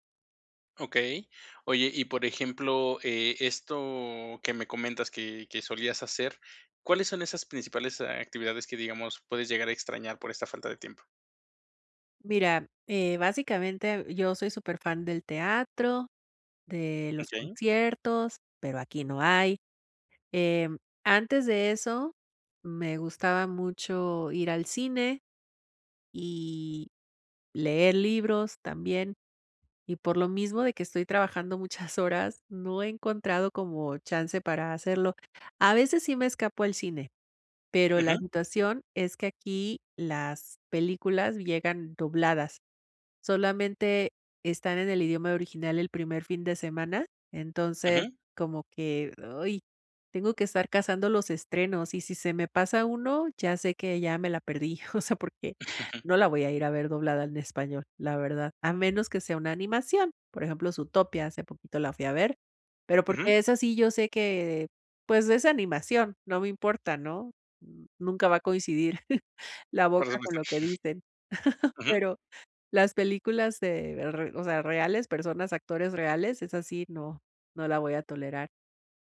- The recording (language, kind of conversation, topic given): Spanish, advice, ¿Cómo puedo encontrar tiempo para mis pasatiempos entre mis responsabilidades diarias?
- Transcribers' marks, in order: laughing while speaking: "muchas"; laughing while speaking: "o sea, porque"; laugh; chuckle